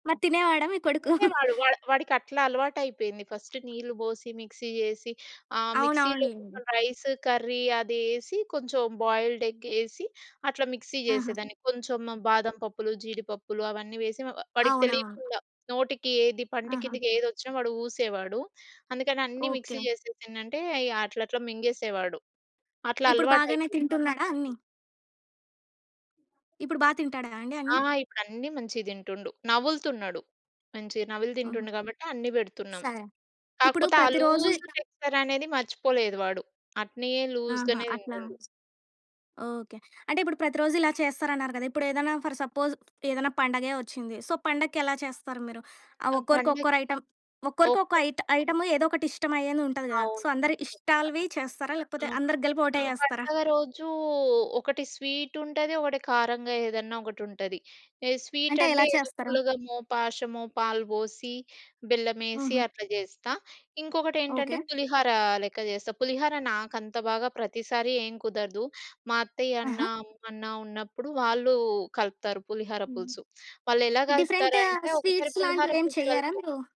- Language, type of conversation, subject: Telugu, podcast, ఆహారం పంచుకునే విషయంలో మీ కుటుంబంలో పాటించే రీతులు ఏమిటి?
- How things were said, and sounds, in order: chuckle; in English: "ఫస్ట్"; in English: "మిక్సీ"; in English: "మిక్సీలో రైస్ కర్రీ"; in English: "బాయిల్డ్ ఎగ్"; in English: "మిక్సీ"; tapping; other background noise; in English: "మిక్సీ"; in English: "లూజ్ టెక్స్చర్"; in English: "లూజ్"; in English: "ఫర్ సపోజ్"; in English: "సో"; in English: "ఐటెమ్"; in English: "ఐ ఐటెమ్"; in English: "సో"; in English: "స్వీట్"; in English: "స్వీట్"; in English: "స్వీట్స్"